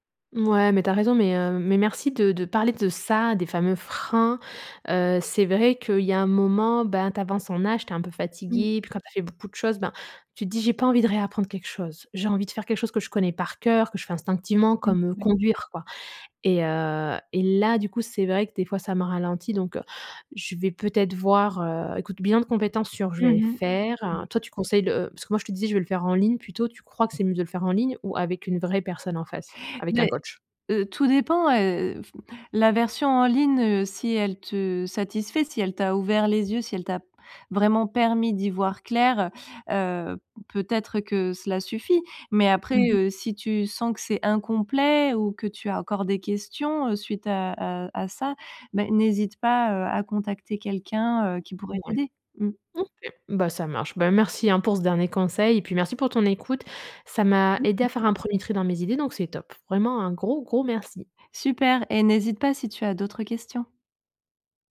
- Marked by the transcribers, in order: stressed: "ça"; stressed: "freins"; other background noise; tapping; stressed: "là"
- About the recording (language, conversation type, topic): French, advice, Pourquoi est-ce que je doute de ma capacité à poursuivre ma carrière ?